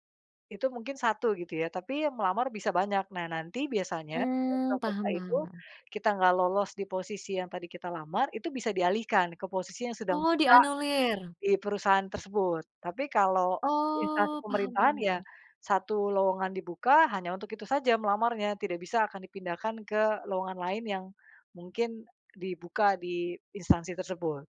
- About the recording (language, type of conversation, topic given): Indonesian, podcast, Pernahkah kamu mempertimbangkan memilih pekerjaan yang kamu sukai atau gaji yang lebih besar?
- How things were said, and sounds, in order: unintelligible speech; other background noise